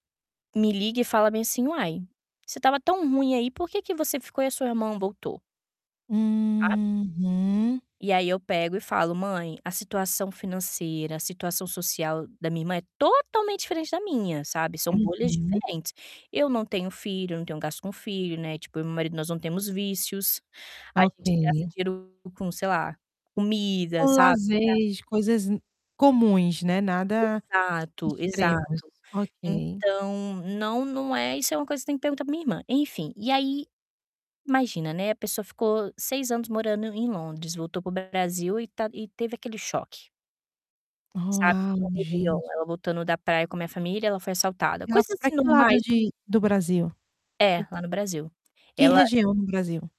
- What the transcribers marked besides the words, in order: drawn out: "Uhum"; distorted speech
- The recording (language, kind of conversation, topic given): Portuguese, advice, Como falar sobre finanças pessoais sem brigar com meu parceiro(a) ou família?